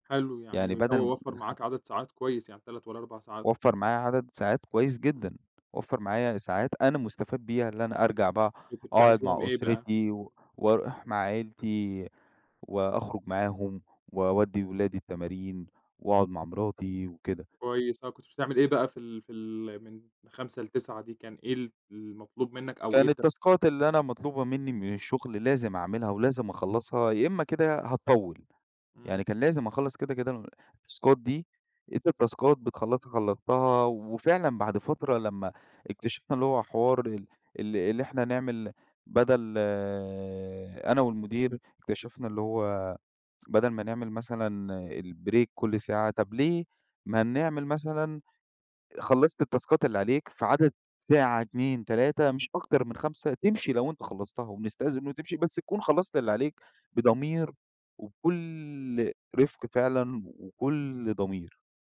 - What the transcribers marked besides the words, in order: unintelligible speech; other background noise; in English: "التاسكات"; tapping; in English: "التاسكات"; in English: "التاسكات"; in English: "الbreak"; in English: "التاسكات"
- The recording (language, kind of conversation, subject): Arabic, podcast, إيه اللي بتعمله عادةً لما تحس إن الشغل مُرهقك؟